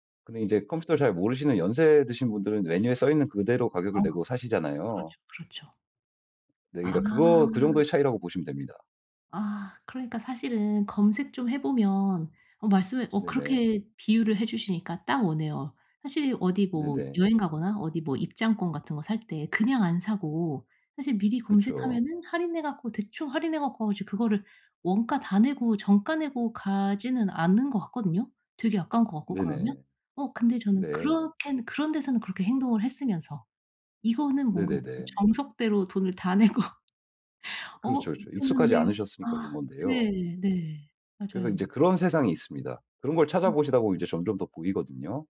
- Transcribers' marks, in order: other background noise; laughing while speaking: "내고"
- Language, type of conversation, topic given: Korean, advice, 디지털 소비 습관을 어떻게 하면 더 단순하게 만들 수 있을까요?